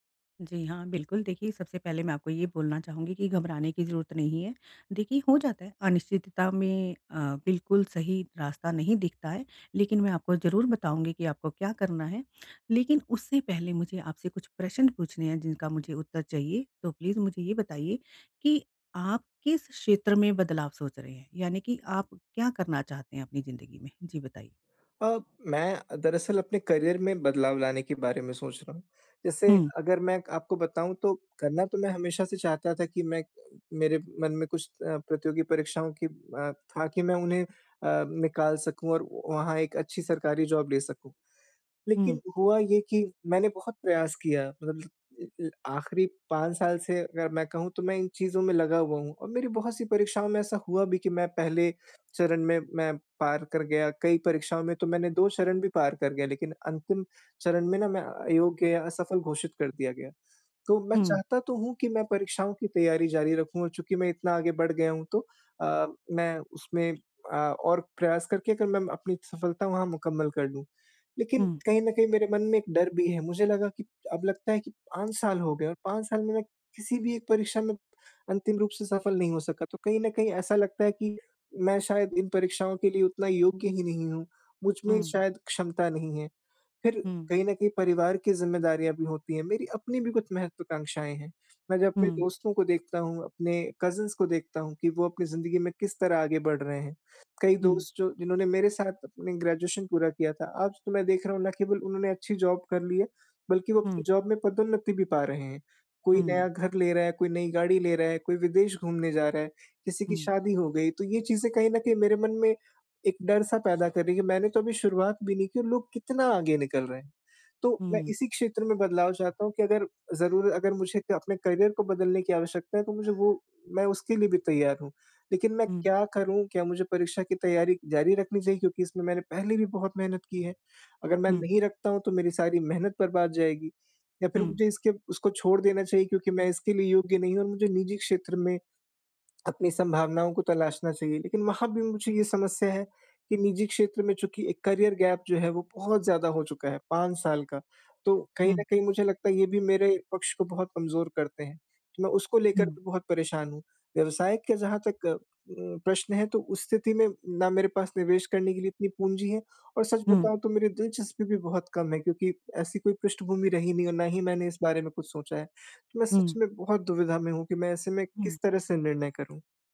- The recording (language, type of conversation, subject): Hindi, advice, अनिश्चितता में निर्णय लेने की रणनीति
- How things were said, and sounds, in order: tapping; in English: "प्लीज़"; in English: "करियर"; in English: "जॉब"; in English: "कज़िन्स"; in English: "ग्रेजुएशन"; in English: "जॉब"; in English: "जॉब"; in English: "करियर"; in English: "करियर गैप"